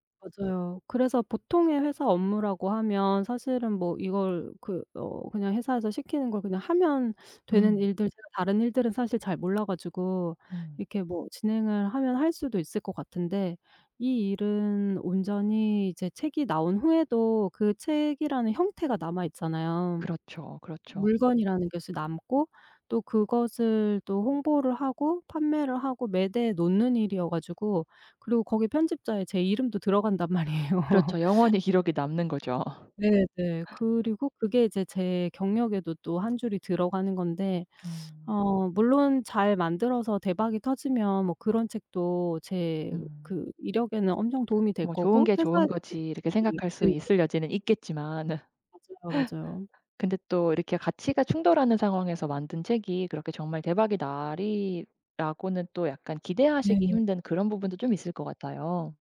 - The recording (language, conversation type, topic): Korean, advice, 개인 가치와 직업 목표가 충돌할 때 어떻게 해결할 수 있을까요?
- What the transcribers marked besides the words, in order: other background noise; teeth sucking; tapping; laughing while speaking: "말이에요"; laugh; teeth sucking; unintelligible speech; laugh